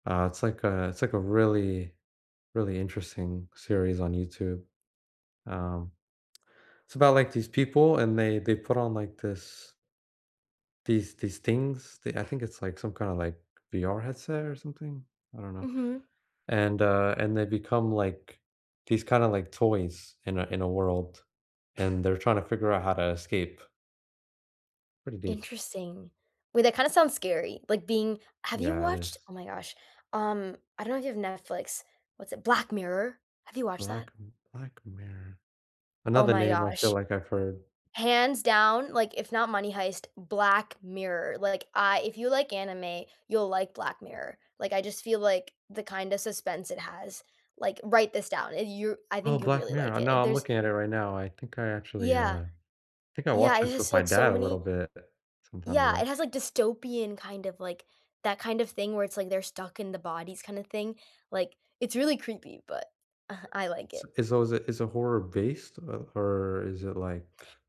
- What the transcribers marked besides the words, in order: other background noise; chuckle
- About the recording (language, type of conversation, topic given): English, unstructured, Which hidden-gem TV series should everyone binge-watch, and what personal touches make them unforgettable to you?